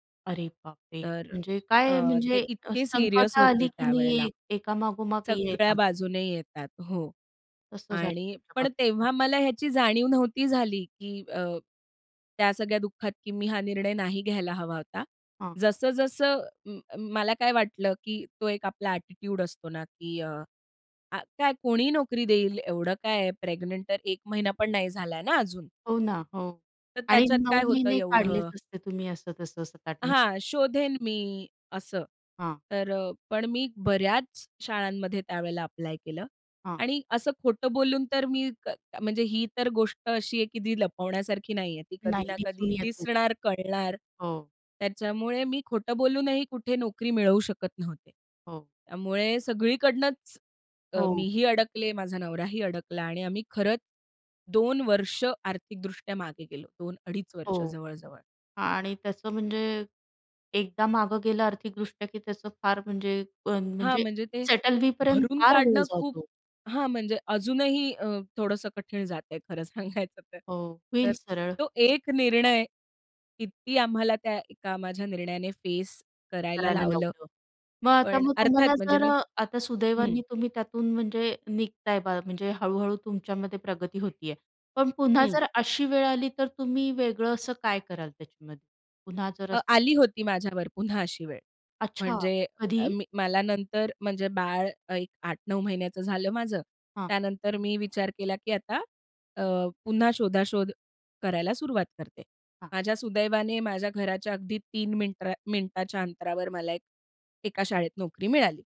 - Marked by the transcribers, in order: background speech; tapping; in English: "ॲटिट्यूड"; unintelligible speech; other background noise; laughing while speaking: "खरं सांगायचं तर"
- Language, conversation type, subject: Marathi, podcast, एखाद्या निर्णयाबद्दल पश्चात्ताप वाटत असेल, तर पुढे तुम्ही काय कराल?